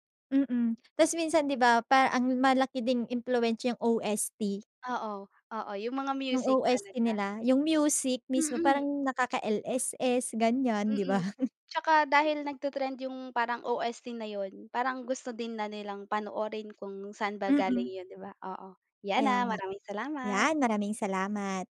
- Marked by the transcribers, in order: chuckle; other background noise
- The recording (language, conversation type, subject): Filipino, podcast, Paano nakaapekto ang midyang panlipunan sa kung aling mga palabas ang patok ngayon?